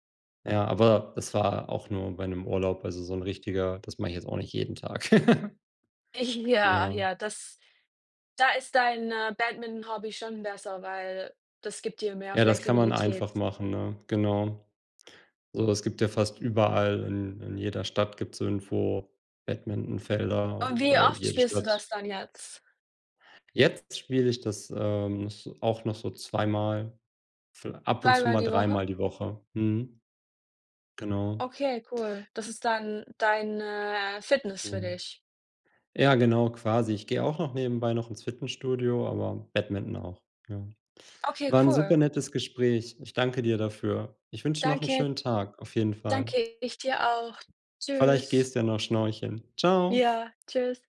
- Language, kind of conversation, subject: German, unstructured, Was machst du in deiner Freizeit gern?
- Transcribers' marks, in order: other background noise; laugh; chuckle; snort